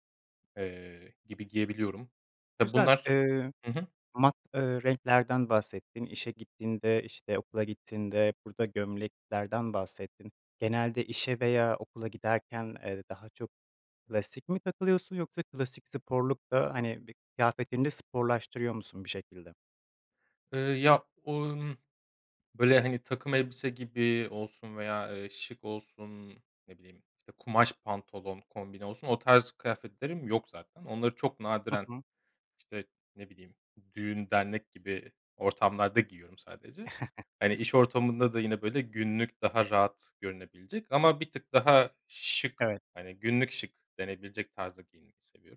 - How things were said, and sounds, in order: unintelligible speech; chuckle
- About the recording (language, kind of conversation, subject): Turkish, podcast, Giyinirken rahatlığı mı yoksa şıklığı mı önceliklendirirsin?